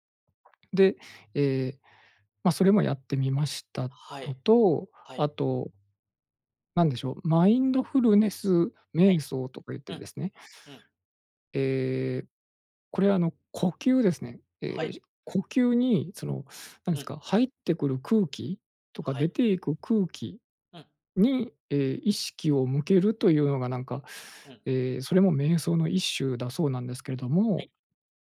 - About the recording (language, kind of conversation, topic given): Japanese, advice, ストレス対処のための瞑想が続けられないのはなぜですか？
- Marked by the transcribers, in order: swallow